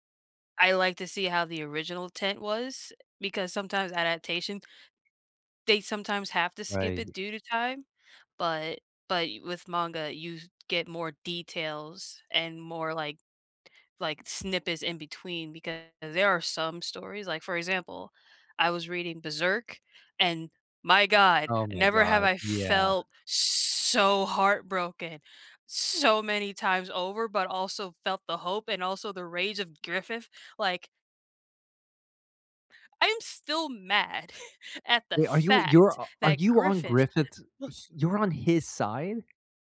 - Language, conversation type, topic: English, unstructured, What is your favorite way to relax after a busy day?
- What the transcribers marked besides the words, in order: other background noise; tapping; drawn out: "so"; stressed: "so"; chuckle